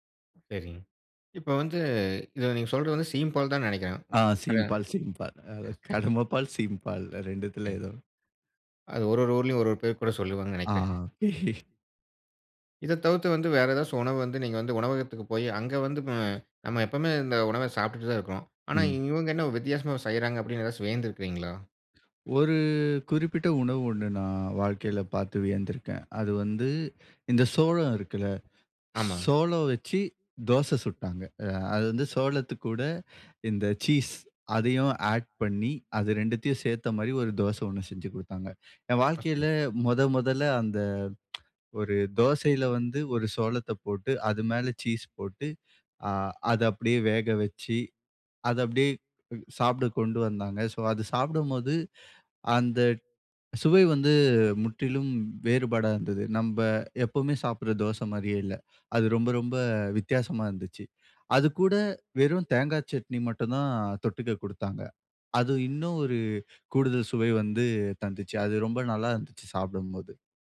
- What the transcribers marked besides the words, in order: other background noise; "சரிங்க" said as "சரிங்"; laughing while speaking: "கடம்ப பால், சீம்பால்"; "சரிங்க" said as "சரிங்"; "சரிங்க" said as "சரிங்"; chuckle; tapping; drawn out: "ஒரு"; in English: "சீஸ்"; in English: "ஆட்"; unintelligible speech; tsk; in English: "சீஸ்"
- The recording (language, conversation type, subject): Tamil, podcast, பழமையான குடும்ப சமையல் செய்முறையை நீங்கள் எப்படி பாதுகாத்துக் கொள்வீர்கள்?